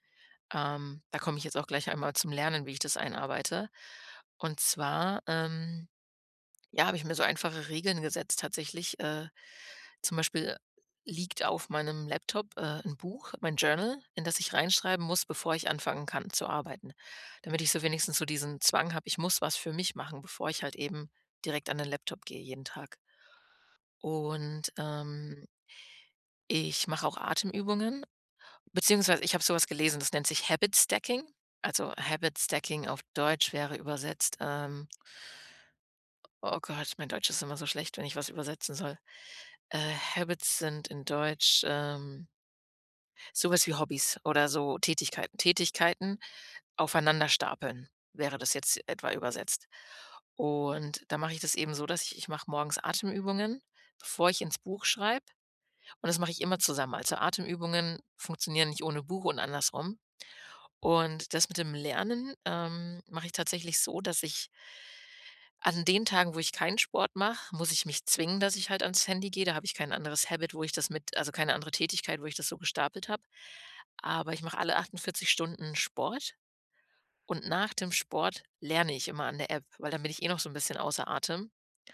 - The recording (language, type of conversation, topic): German, podcast, Wie planst du Zeit fürs Lernen neben Arbeit und Alltag?
- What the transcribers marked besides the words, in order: put-on voice: "Journal"; in English: "Habitstacking"; in English: "Habitstacking"; in English: "Habits"; siren; in English: "Habit"